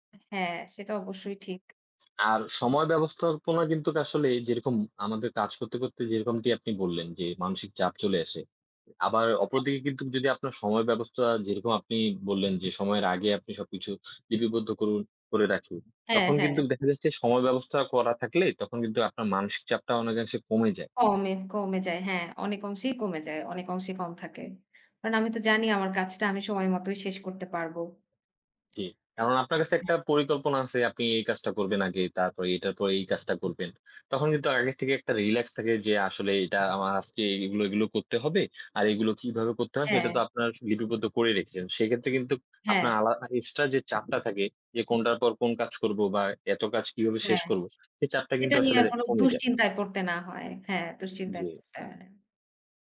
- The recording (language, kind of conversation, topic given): Bengali, unstructured, আপনি কীভাবে নিজের সময় ভালোভাবে পরিচালনা করেন?
- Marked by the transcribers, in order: other background noise; tapping